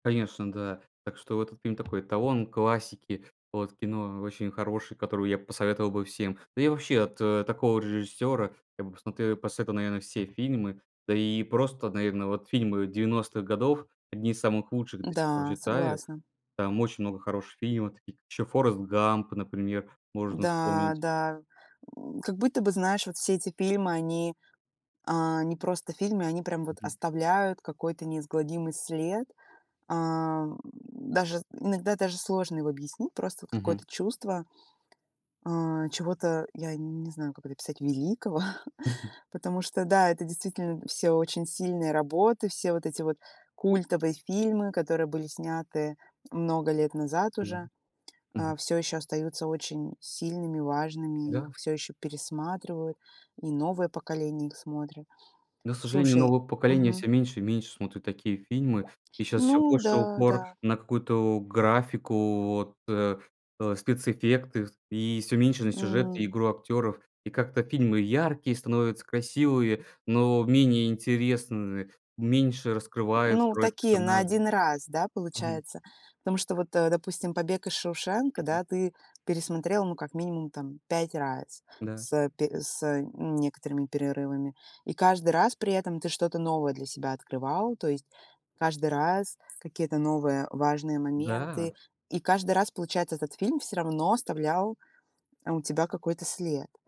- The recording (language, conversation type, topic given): Russian, podcast, О каком фильме, который сильно вдохновил вас, вы могли бы рассказать?
- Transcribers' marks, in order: tapping; stressed: "великого"; chuckle